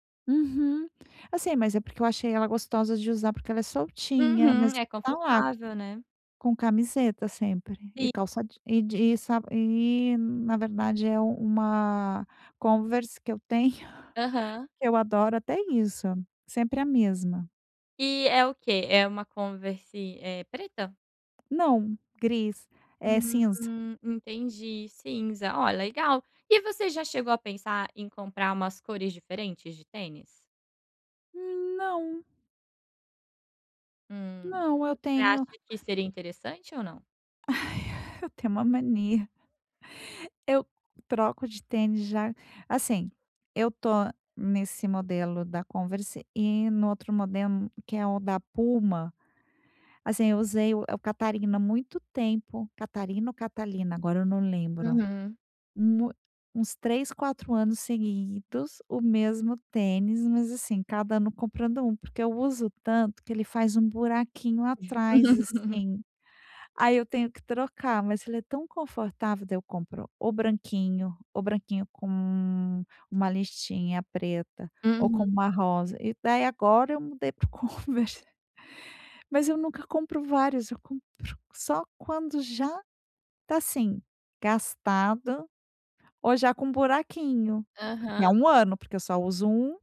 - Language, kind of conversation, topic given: Portuguese, advice, Como posso escolher roupas que me caiam bem e me façam sentir bem?
- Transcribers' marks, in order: laugh; laugh; "listinha" said as "listrinha"